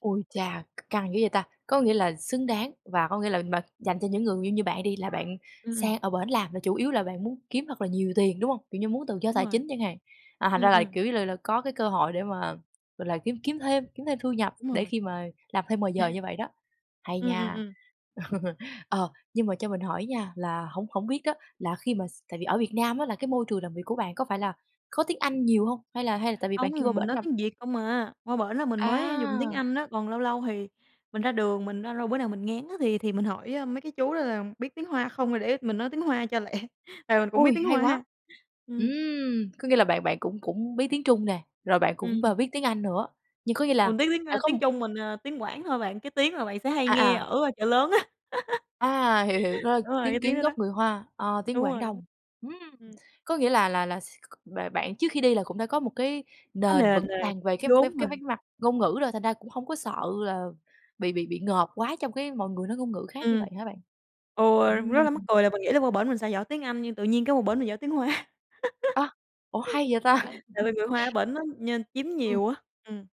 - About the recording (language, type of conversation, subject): Vietnamese, podcast, Bạn làm thế nào để bước ra khỏi vùng an toàn?
- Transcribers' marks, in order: other background noise; tapping; chuckle; laughing while speaking: "lẹ"; laughing while speaking: "Hoa"; laughing while speaking: "á"; chuckle; "về" said as "vánh"; laughing while speaking: "Hoa"; chuckle